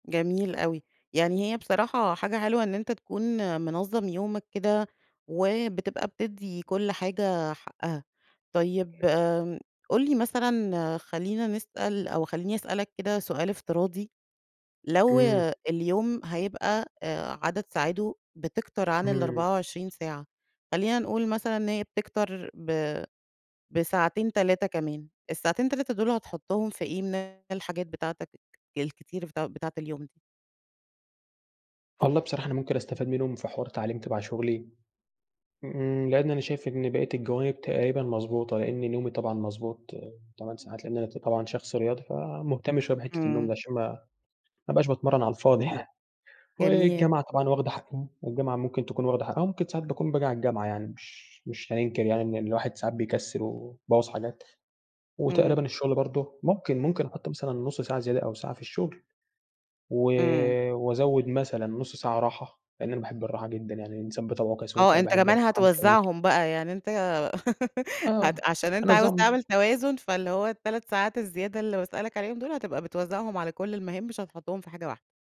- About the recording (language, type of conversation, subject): Arabic, podcast, إزاي بتوازن بين الشغل وحياة الأسرة اليومية؟
- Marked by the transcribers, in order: other background noise; laughing while speaking: "يعني"; tapping; laugh